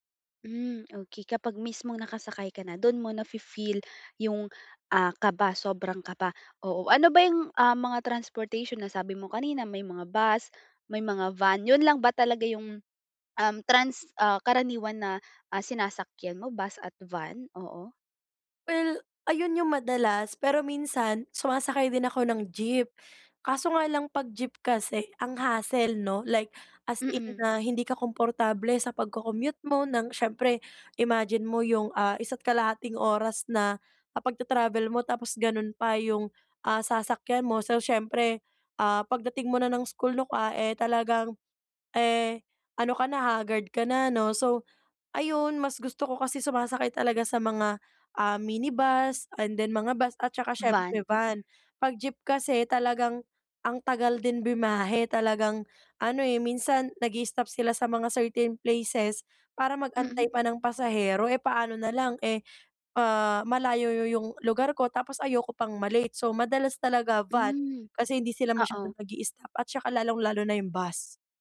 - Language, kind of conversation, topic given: Filipino, advice, Paano ko mababawasan ang kaba at takot ko kapag nagbibiyahe?
- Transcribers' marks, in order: tapping; other background noise